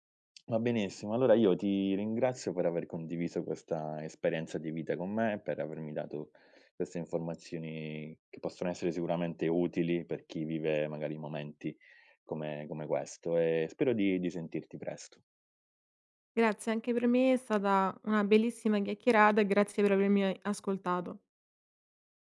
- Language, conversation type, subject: Italian, podcast, Cosa ti ha insegnato l’esperienza di affrontare una perdita importante?
- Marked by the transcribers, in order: tongue click; tapping